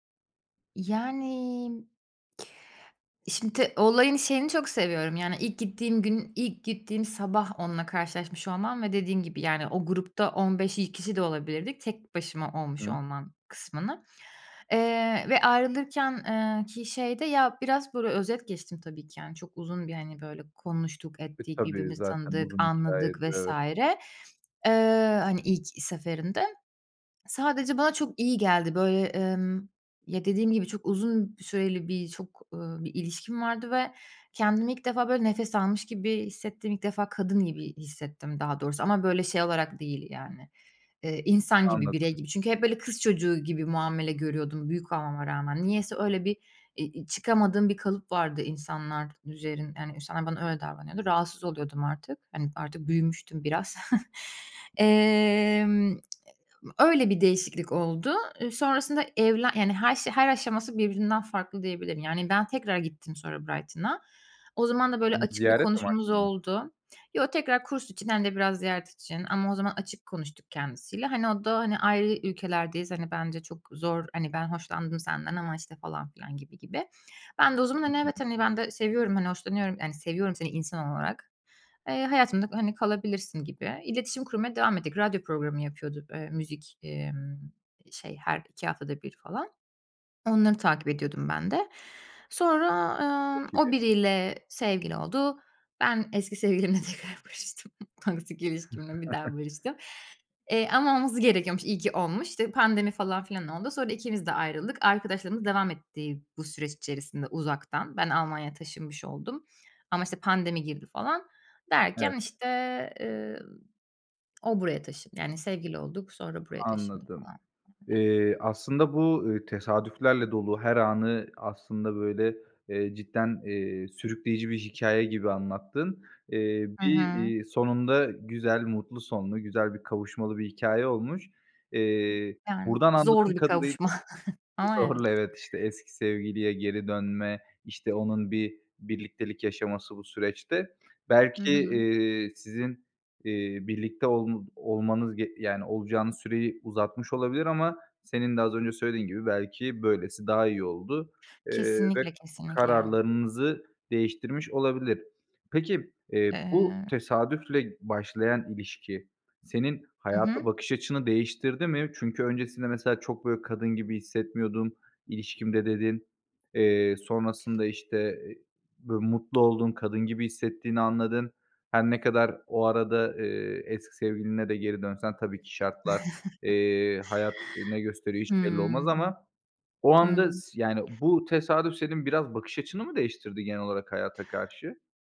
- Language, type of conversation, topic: Turkish, podcast, Hayatınızı tesadüfen değiştiren biriyle hiç karşılaştınız mı?
- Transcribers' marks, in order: "Şimdi" said as "şinti"; other background noise; swallow; laughing while speaking: "biraz"; swallow; laughing while speaking: "sevgilimle tekrar barıştım. Toksik ilişkimle bir daha barıştım"; chuckle; chuckle; tapping; other noise; chuckle